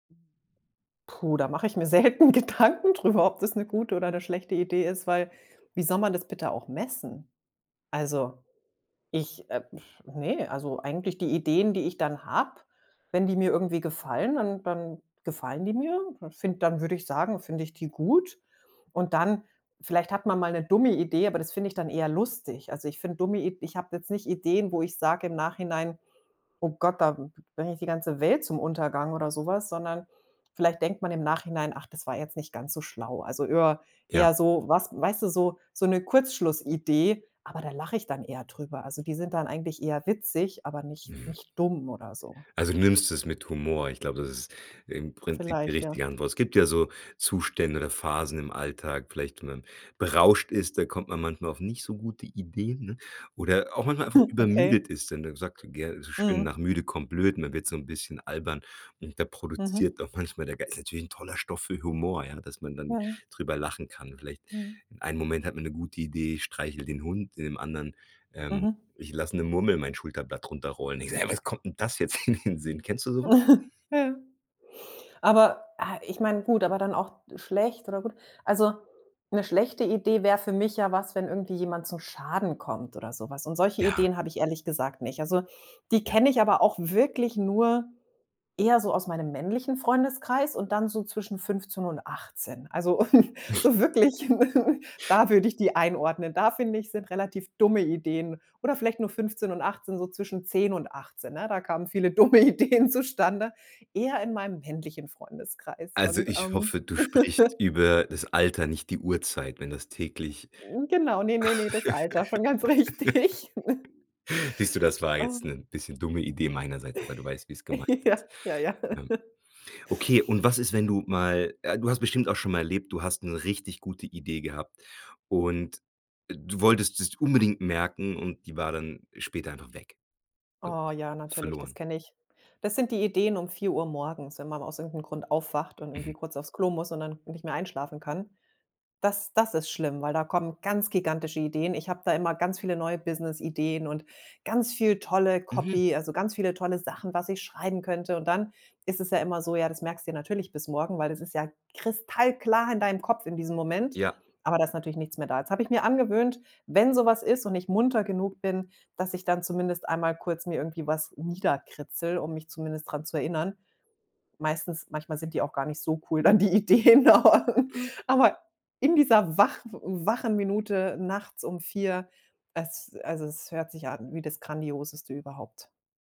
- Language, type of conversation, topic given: German, podcast, Wie entsteht bei dir normalerweise die erste Idee?
- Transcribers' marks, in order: laughing while speaking: "selten Gedanken"; other noise; chuckle; laughing while speaking: "in den Sinn?"; laugh; chuckle; laughing while speaking: "dumme Ideen zustande"; laugh; laugh; laughing while speaking: "richtig"; chuckle; laugh; in English: "Copy"; laughing while speaking: "die Ideen aber"